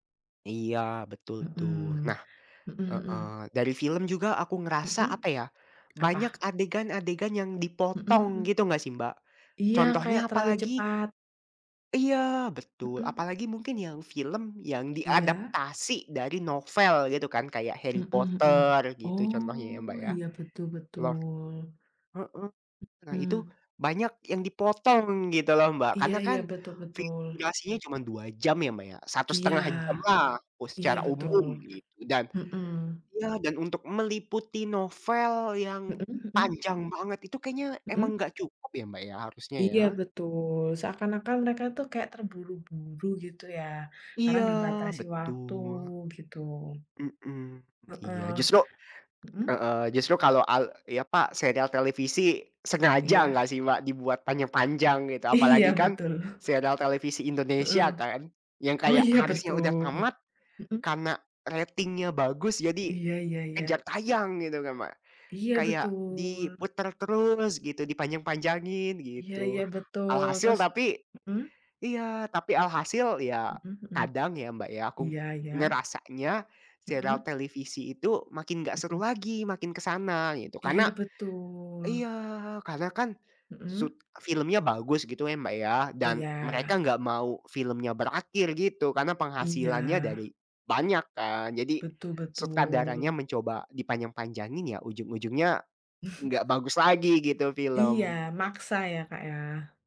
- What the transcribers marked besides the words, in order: tapping; laughing while speaking: "Iya betul"; laughing while speaking: "Oh"; other background noise; snort
- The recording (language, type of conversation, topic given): Indonesian, unstructured, Apa yang lebih Anda nikmati: menonton serial televisi atau film?